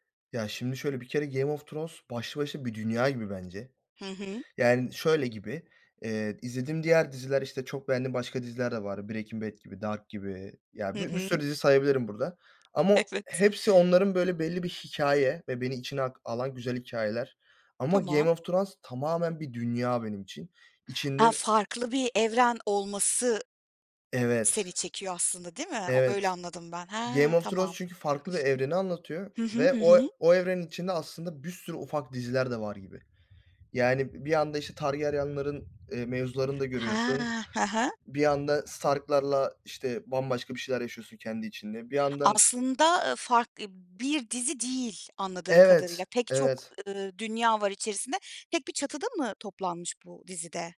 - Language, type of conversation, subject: Turkish, podcast, Favori dizini bu kadar çok sevmene neden olan şey ne?
- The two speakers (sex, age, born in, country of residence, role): female, 35-39, Turkey, Germany, host; male, 20-24, Turkey, Germany, guest
- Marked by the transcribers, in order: other background noise; laughing while speaking: "Evet"